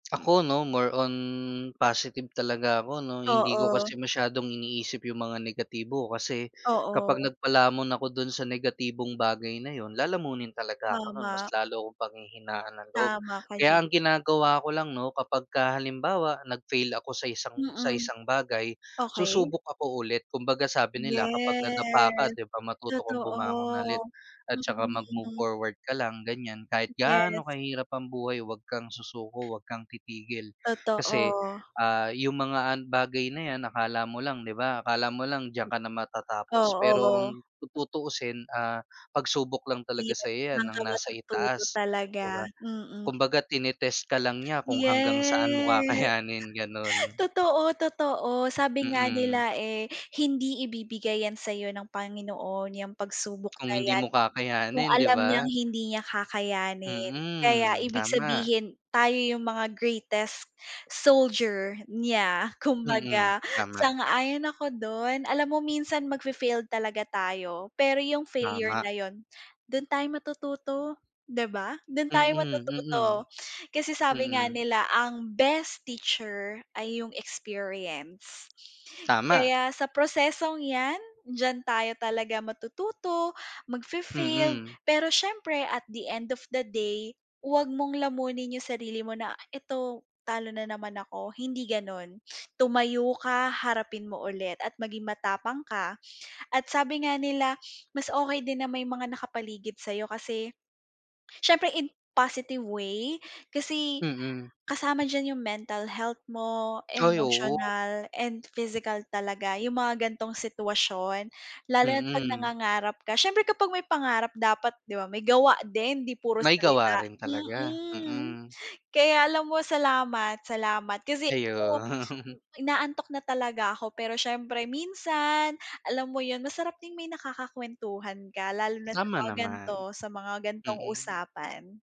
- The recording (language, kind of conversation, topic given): Filipino, unstructured, Ano ang pinakamalaki mong pangarap sa buhay?
- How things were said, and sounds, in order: drawn out: "Yes, totoo, mm"; other background noise; drawn out: "Yes"; laughing while speaking: "kakayanin"; lip smack; lip smack; in English: "at the end of the day"; dog barking; chuckle